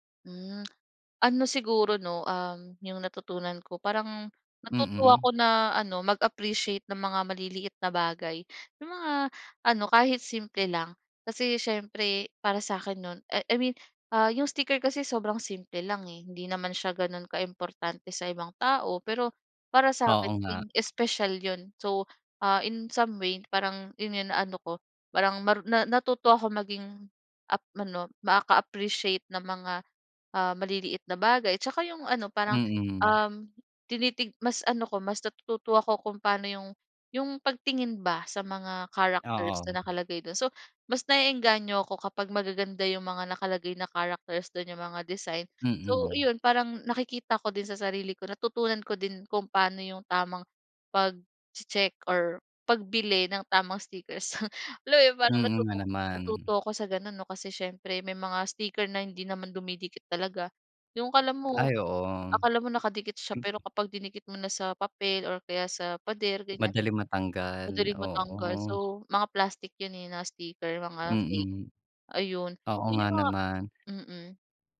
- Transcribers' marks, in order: tongue click; other noise; chuckle; tapping
- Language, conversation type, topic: Filipino, podcast, May koleksyon ka ba noon, at bakit mo ito kinolekta?